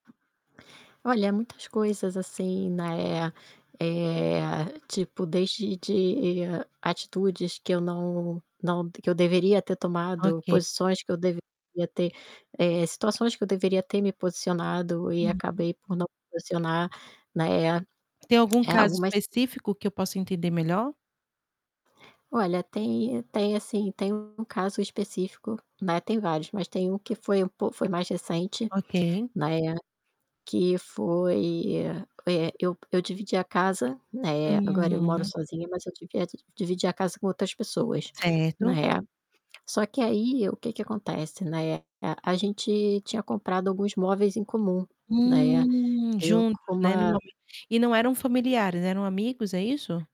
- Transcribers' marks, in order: static; tongue click; drawn out: "Hum"; distorted speech; tapping
- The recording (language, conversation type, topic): Portuguese, advice, Como posso valorizar o presente em vez de ficar ruminando pensamentos negativos o tempo todo?